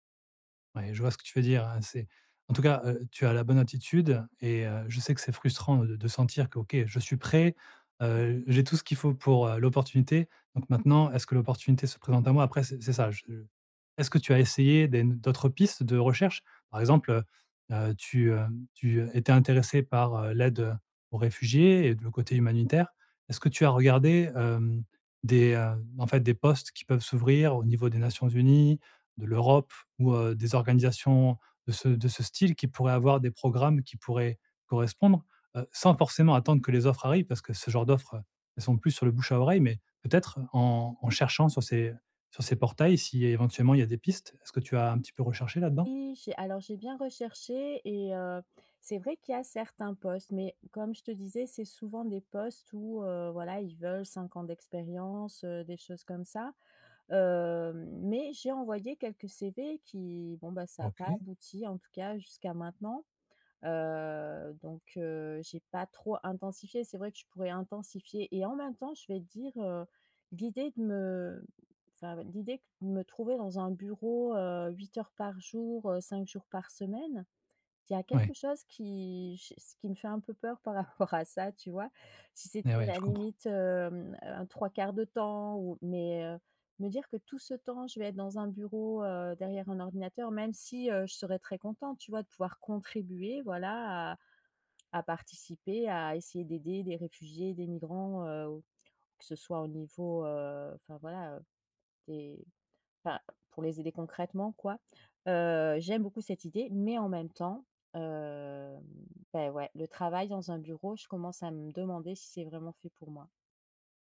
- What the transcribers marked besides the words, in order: other background noise; drawn out: "hem"; laughing while speaking: "rapport"; tapping; drawn out: "hem"
- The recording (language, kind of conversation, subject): French, advice, Pourquoi ai-je l’impression de stagner dans mon évolution de carrière ?